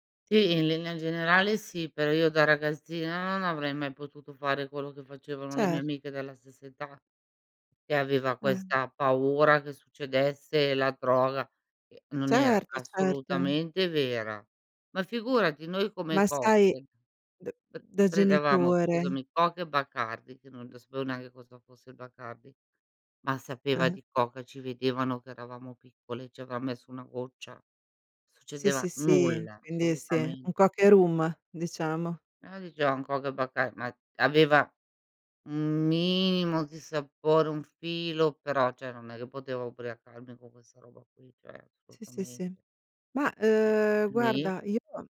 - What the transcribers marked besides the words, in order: other background noise; "prendevamo" said as "prenevamo"
- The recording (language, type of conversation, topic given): Italian, unstructured, Pensi che sia giusto dire sempre la verità ai familiari?